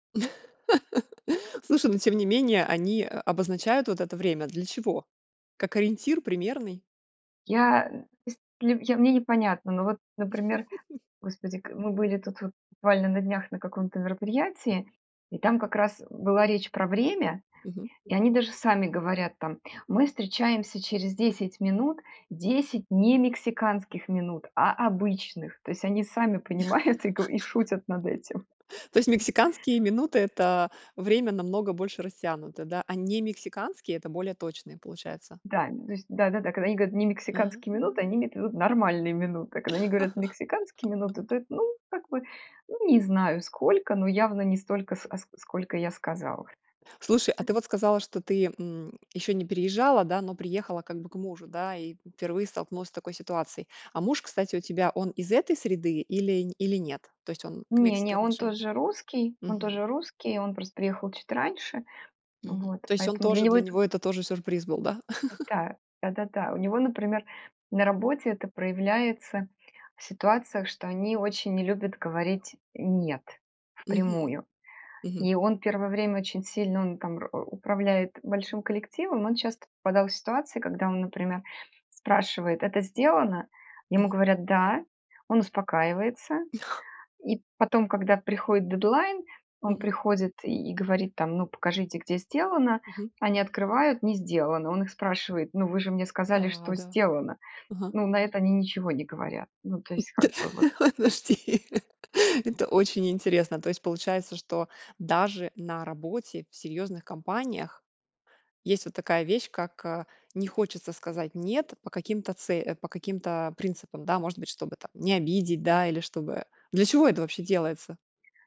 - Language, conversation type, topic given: Russian, podcast, Когда вы впервые почувствовали культурную разницу?
- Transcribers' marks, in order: laugh; laugh; laughing while speaking: "понимают"; laugh; laugh; tapping; laugh; chuckle; laughing while speaking: "Да, ох, подожди"